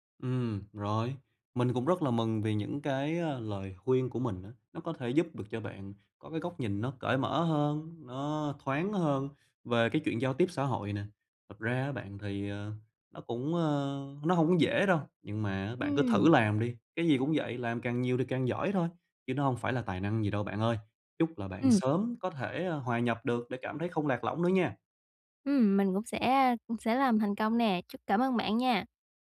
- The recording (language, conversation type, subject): Vietnamese, advice, Làm sao để tôi không còn cảm thấy lạc lõng trong các buổi tụ tập?
- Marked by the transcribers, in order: tapping